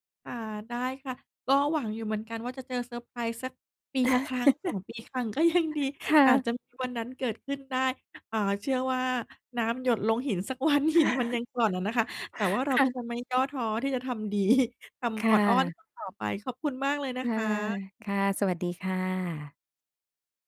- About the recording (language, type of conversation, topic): Thai, advice, ฉันควรรักษาสมดุลระหว่างความเป็นตัวเองกับคนรักอย่างไรเพื่อให้ความสัมพันธ์มั่นคง?
- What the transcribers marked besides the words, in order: giggle; other background noise; laughing while speaking: "สักวัน"; chuckle; laughing while speaking: "ดี"